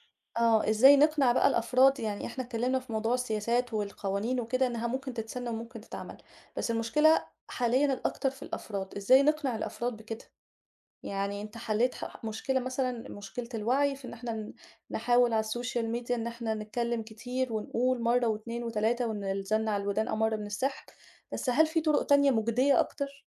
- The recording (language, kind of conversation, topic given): Arabic, podcast, إيه اللي ممكن نعمله لمواجهة التلوث؟
- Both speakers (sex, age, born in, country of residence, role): female, 35-39, Egypt, Egypt, host; male, 25-29, Egypt, Egypt, guest
- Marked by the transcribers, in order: in English: "الSocial Media"